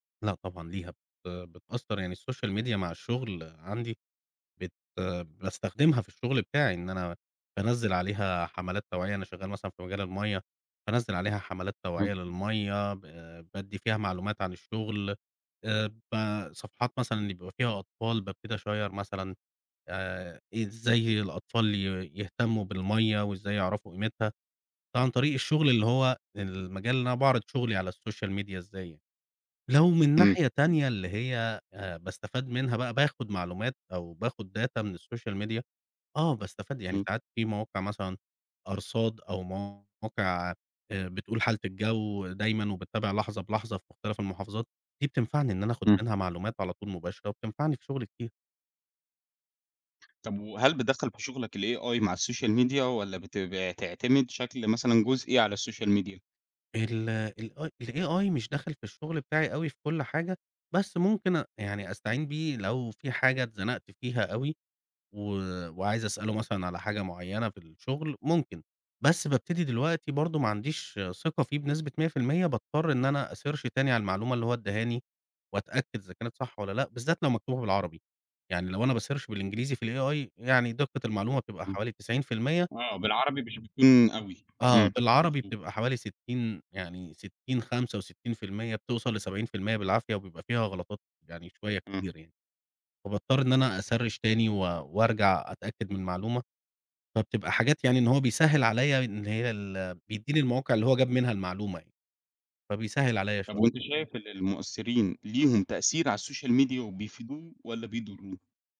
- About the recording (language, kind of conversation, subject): Arabic, podcast, إزاي السوشيال ميديا غيّرت طريقتك في اكتشاف حاجات جديدة؟
- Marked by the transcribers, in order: in English: "الSocial Media"; in English: "أشير"; in English: "الSocial Media"; unintelligible speech; in English: "data"; in English: "الSocial Media"; in English: "الAI"; in English: "الsocial media"; in English: "الsocial media؟"; in English: "الAI"; in English: "أsearch"; in English: "بsearch"; in English: "أsearch"; in English: "الsocial media"